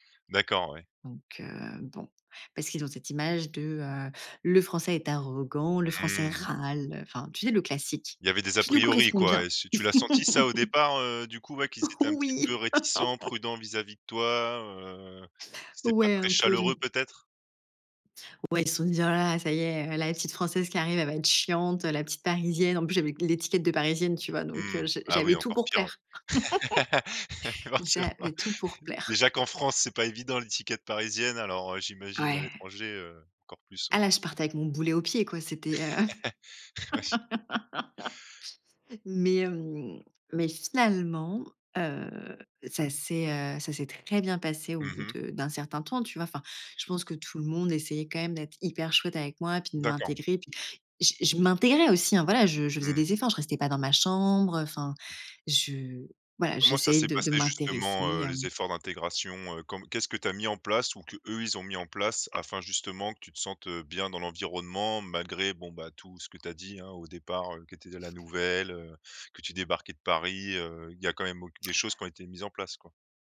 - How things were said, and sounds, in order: stressed: "râle"; laugh; laughing while speaking: "Oui"; laugh; laughing while speaking: "forcément"; chuckle; other background noise; laughing while speaking: "Ouais je"; laugh; tapping
- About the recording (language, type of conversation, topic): French, podcast, Peux-tu me parler d’un moment où tu t’es senti vraiment connecté aux autres ?